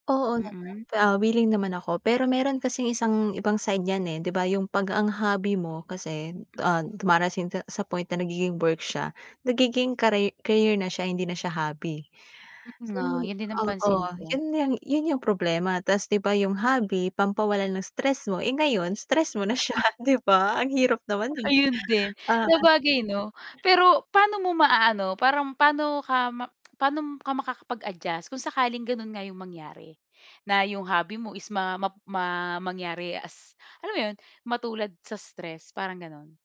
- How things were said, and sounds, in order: distorted speech; "dumarating" said as "dumarasing"; laughing while speaking: "siya"; static; laughing while speaking: "Ayun din, sabagay 'no"
- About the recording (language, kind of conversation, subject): Filipino, podcast, Ano ang paborito mong libangan, at bakit mo ito gustong-gusto?